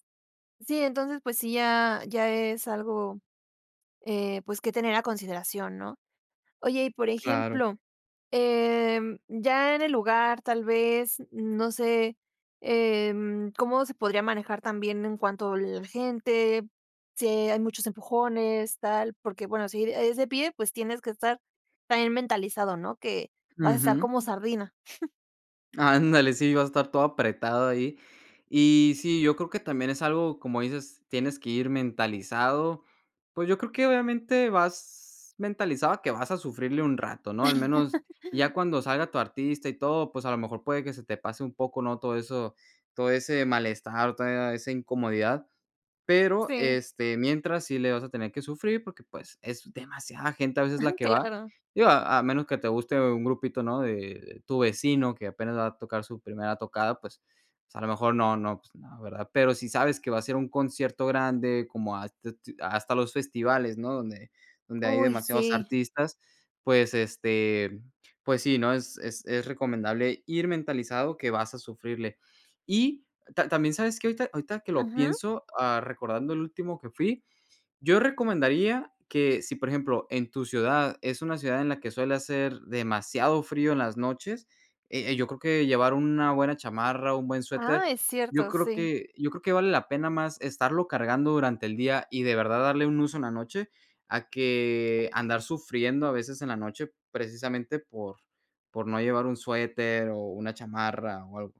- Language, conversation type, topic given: Spanish, podcast, ¿Qué consejo le darías a alguien que va a su primer concierto?
- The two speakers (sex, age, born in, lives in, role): female, 20-24, Mexico, Mexico, host; male, 20-24, Mexico, United States, guest
- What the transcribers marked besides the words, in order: chuckle; laughing while speaking: "Ándale"; chuckle; tapping